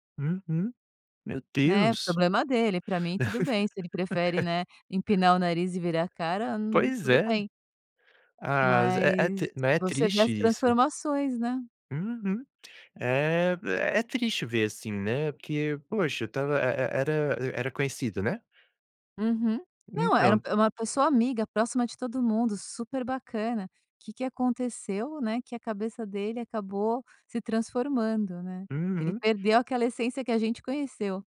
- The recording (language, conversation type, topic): Portuguese, podcast, Como mudar sem perder sua essência?
- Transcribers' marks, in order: laugh